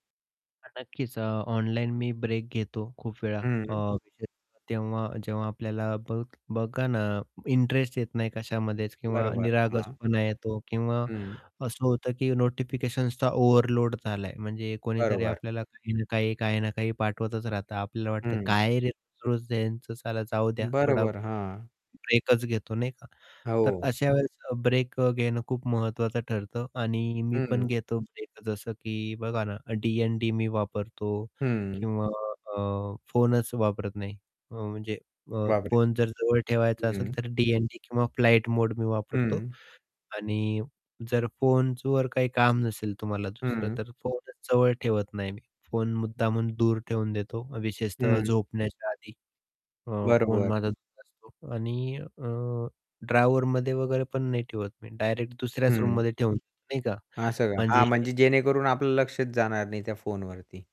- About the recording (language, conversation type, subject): Marathi, podcast, दैनंदिन जीवनात सतत जोडून राहण्याचा दबाव तुम्ही कसा हाताळता?
- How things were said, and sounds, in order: static; distorted speech; tapping; unintelligible speech; in English: "रूममध्ये"; other background noise